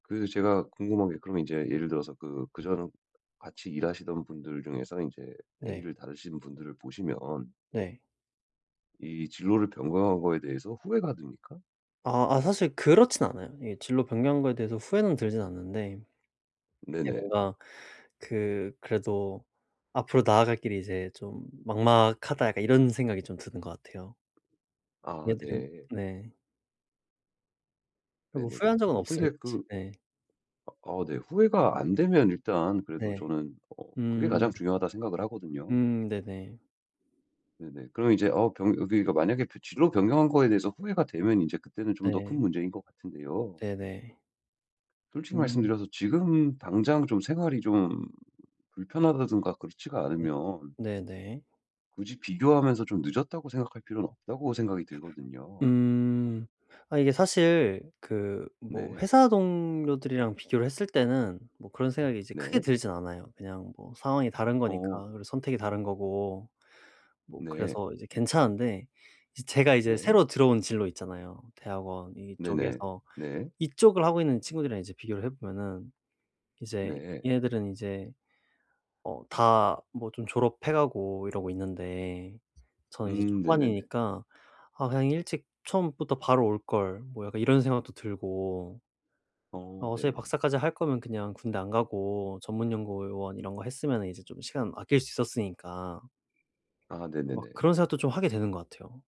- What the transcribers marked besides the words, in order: other background noise; tapping; other noise
- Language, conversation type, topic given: Korean, advice, 또래와 비교하는 습관에서 벗어나기 위해 무엇을 실천하면 좋을까요?